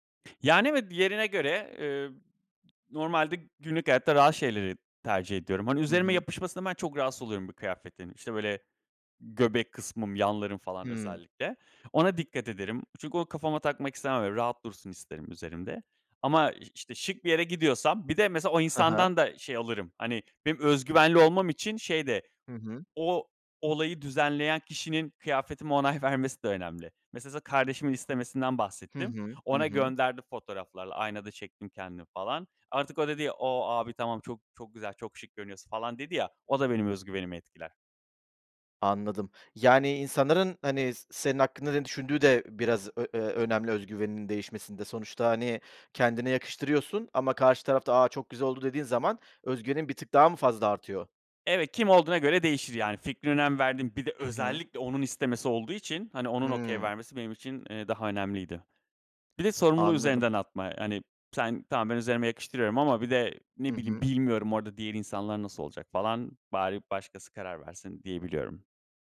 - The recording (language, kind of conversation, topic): Turkish, podcast, Kıyafetler özgüvenini nasıl etkiler sence?
- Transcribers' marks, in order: in English: "okay"